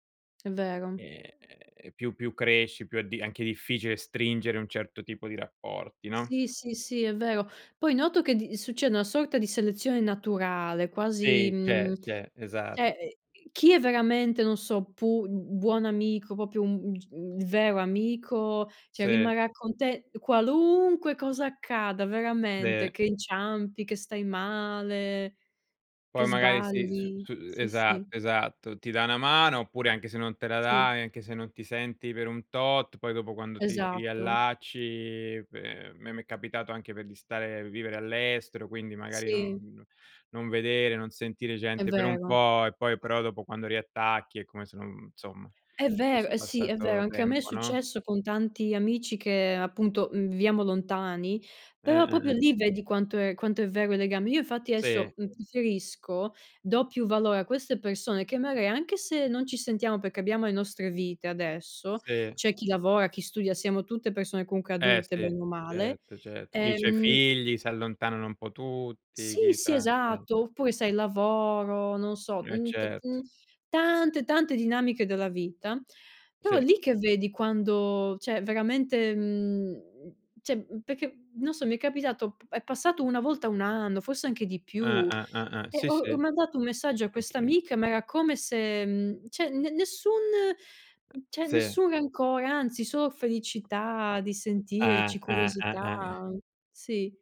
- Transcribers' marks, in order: tapping; "proprio" said as "popio"; "cioè" said as "ceh"; other background noise; "insomma" said as "nsomma"; "proprio" said as "popio"; "adesso" said as "aesso"; unintelligible speech; "cioè" said as "ceh"; "cioè" said as "ceh"
- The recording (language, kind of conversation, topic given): Italian, unstructured, Qual è stata una lezione importante che hai imparato da giovane?